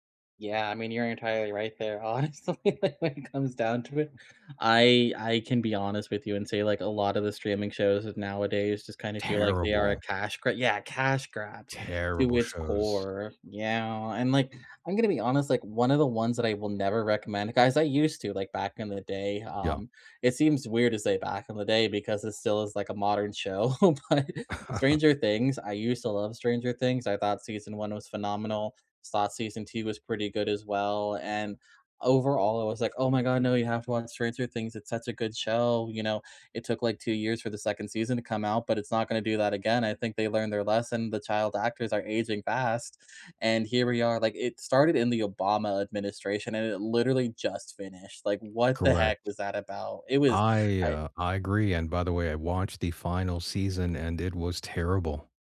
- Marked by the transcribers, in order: laughing while speaking: "honestly, like, when it comes down to it"; laughing while speaking: "show, but"; chuckle; tapping
- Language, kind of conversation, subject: English, unstructured, Which underrated streaming shows or movies do you recommend to everyone, and why?